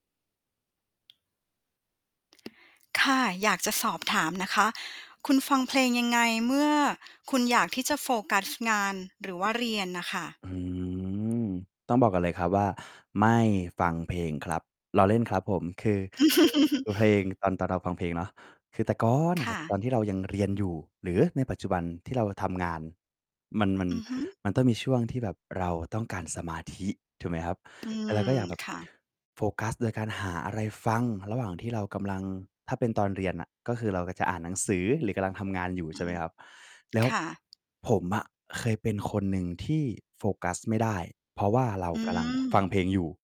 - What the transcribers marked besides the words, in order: distorted speech; laugh; stressed: "ก่อน"; mechanical hum; other noise
- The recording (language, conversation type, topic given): Thai, podcast, คุณฟังเพลงแบบไหนเพื่อช่วยให้มีสมาธิกับงานหรือการเรียน?